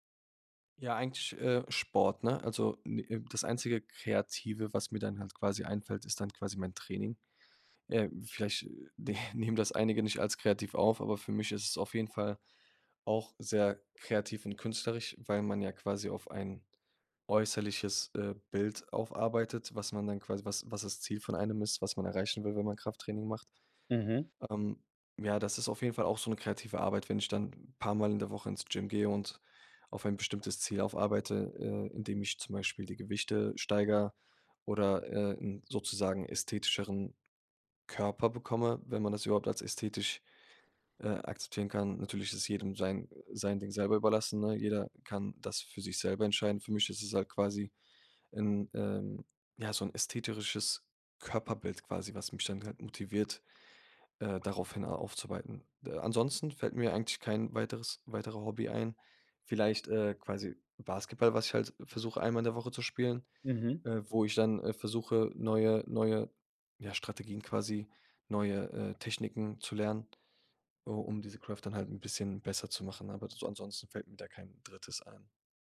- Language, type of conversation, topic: German, podcast, Was inspiriert dich beim kreativen Arbeiten?
- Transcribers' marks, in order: chuckle; "ästhetischeres" said as "ästheterisches"; in English: "Craft"